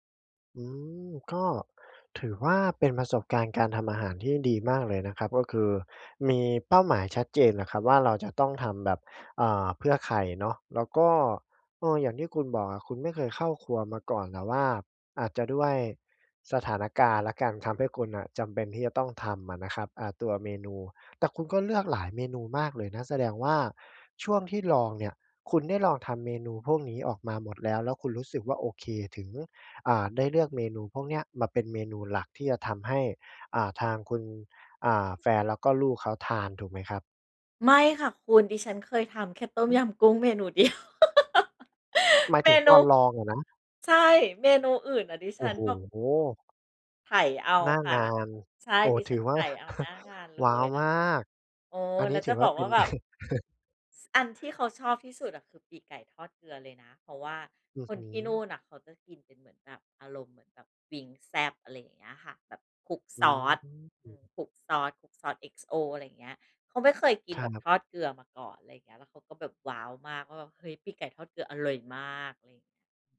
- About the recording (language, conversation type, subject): Thai, podcast, เคยทำอาหารให้คนพิเศษครั้งแรกเป็นยังไงบ้าง?
- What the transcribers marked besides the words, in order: laughing while speaking: "เดียว"; laugh; chuckle; chuckle